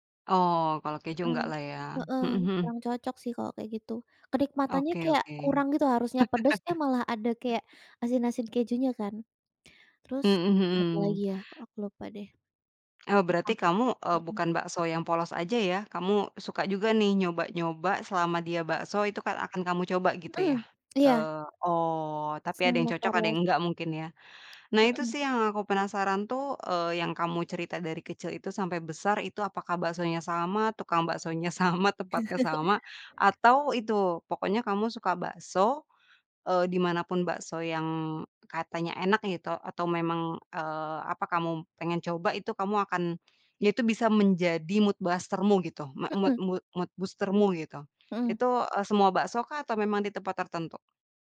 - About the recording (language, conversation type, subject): Indonesian, podcast, Apa makanan sederhana yang selalu membuat kamu bahagia?
- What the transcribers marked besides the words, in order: chuckle; other background noise; tapping; chuckle; laughing while speaking: "sama"; in English: "mood booster-mu"; in English: "mood mood mood booster-mu"